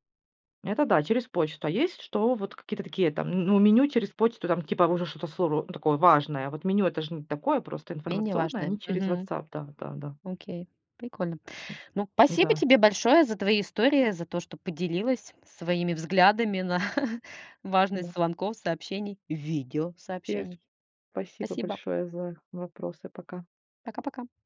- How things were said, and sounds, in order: unintelligible speech; other background noise; chuckle; unintelligible speech
- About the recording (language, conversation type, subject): Russian, podcast, Как вы выбираете между звонком и сообщением?